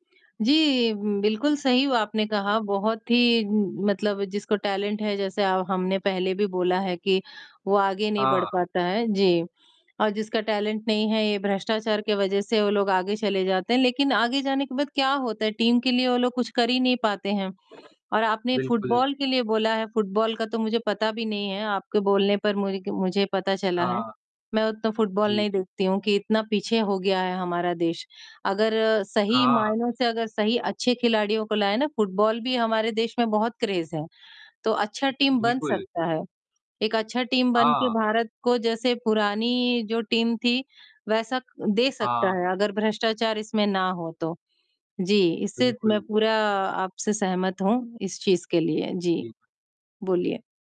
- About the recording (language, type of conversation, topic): Hindi, unstructured, क्या आपको लगता है कि खेलों में भ्रष्टाचार बढ़ रहा है?
- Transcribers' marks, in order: in English: "टैलेंट"; in English: "टैलेंट"; in English: "टीम"; distorted speech; in English: "क्रेज़"; in English: "टीम"; in English: "टीम"; in English: "टीम"